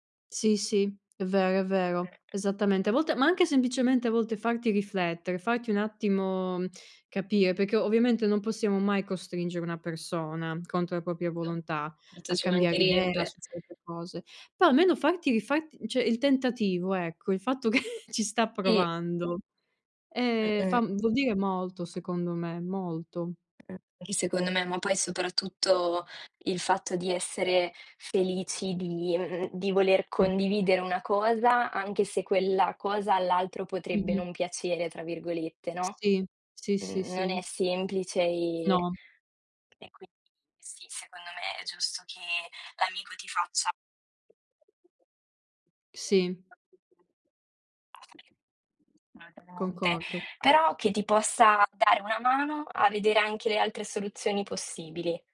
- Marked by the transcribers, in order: other background noise; unintelligible speech; "cioè" said as "ceh"; "Sì" said as "ì"; chuckle; other noise; unintelligible speech; tapping; unintelligible speech
- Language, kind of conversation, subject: Italian, unstructured, Qual è la qualità che apprezzi di più negli amici?